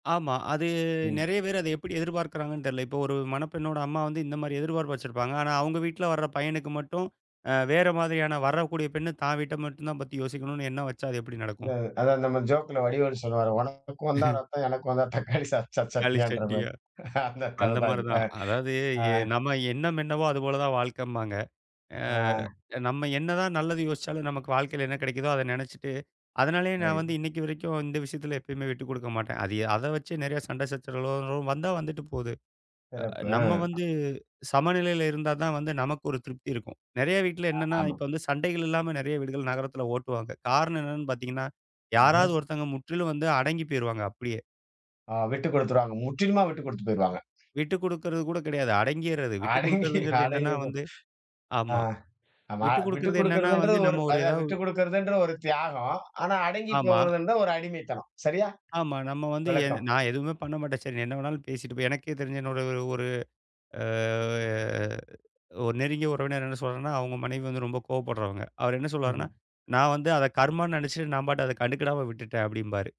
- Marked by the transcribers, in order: drawn out: "அது"; chuckle; laughing while speaking: "அந்த கதைதான் இது. அ"; unintelligible speech; other noise; laughing while speaking: "அடங்கி அடங்கி போ"; drawn out: "ஆ"
- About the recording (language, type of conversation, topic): Tamil, podcast, திருமணத்தில் குடும்பத்தின் எதிர்பார்ப்புகள் எவ்வளவு பெரியதாக இருக்கின்றன?